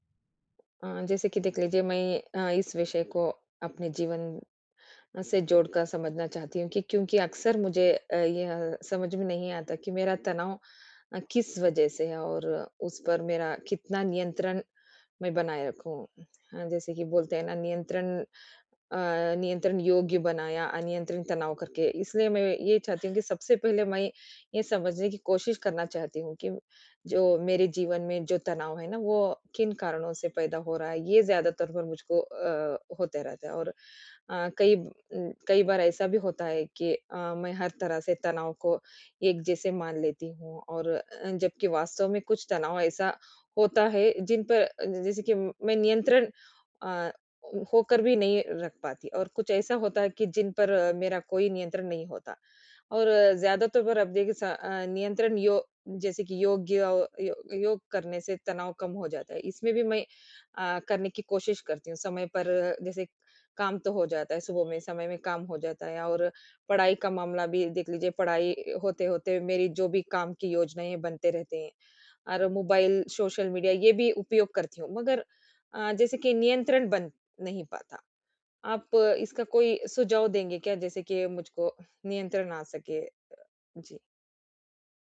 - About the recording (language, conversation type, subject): Hindi, advice, मैं कैसे पहचानूँ कि कौन-सा तनाव मेरे नियंत्रण में है और कौन-सा नहीं?
- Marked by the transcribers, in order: none